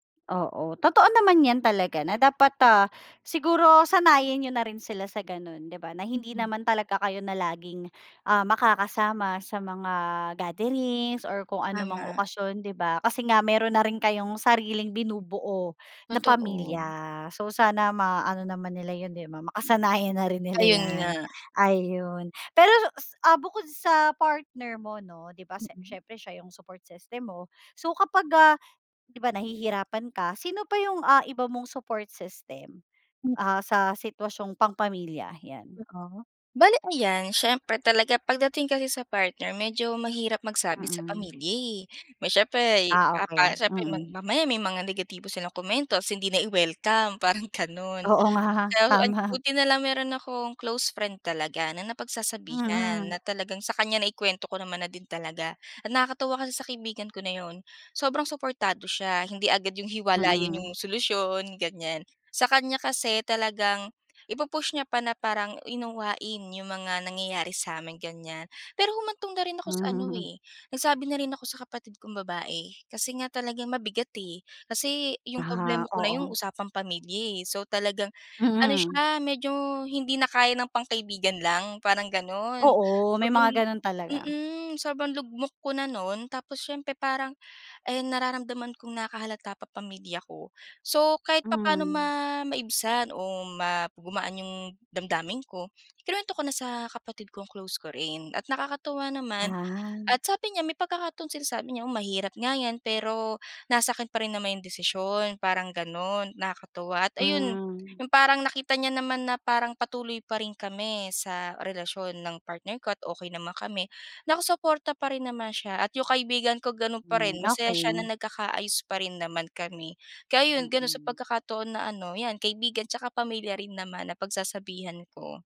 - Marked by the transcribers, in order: gasp; gasp; gasp; gasp; unintelligible speech; gasp; laughing while speaking: "Oo nga, tama"; gasp
- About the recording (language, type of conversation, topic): Filipino, podcast, Ano ang ginagawa mo kapag kailangan mong ipaglaban ang personal mong hangganan sa pamilya?